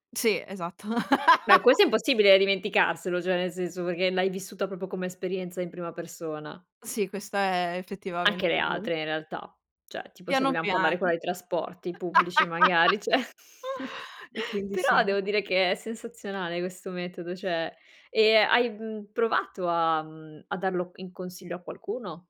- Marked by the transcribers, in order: laugh; "cioè" said as "ceh"; "proprio" said as "popio"; "cioè" said as "ceh"; laugh; "cioè" said as "ceh"; chuckle; "cioè" said as "ceh"
- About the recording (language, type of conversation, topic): Italian, podcast, Come trasformi un argomento noioso in qualcosa di interessante?